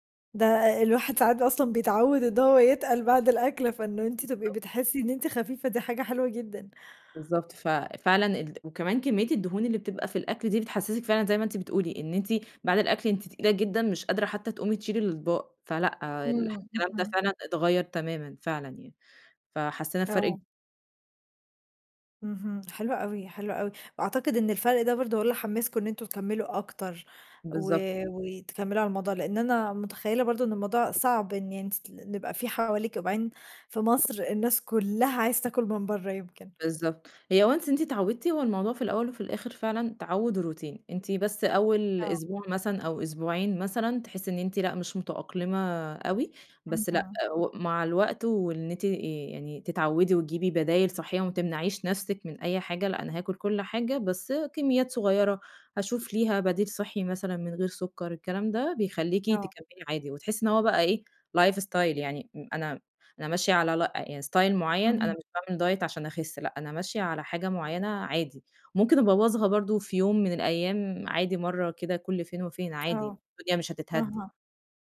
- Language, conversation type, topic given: Arabic, podcast, إزاي تجهّز أكل صحي بسرعة في البيت؟
- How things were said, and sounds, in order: tapping; in English: "once"; in English: "روتين"; in English: "life style"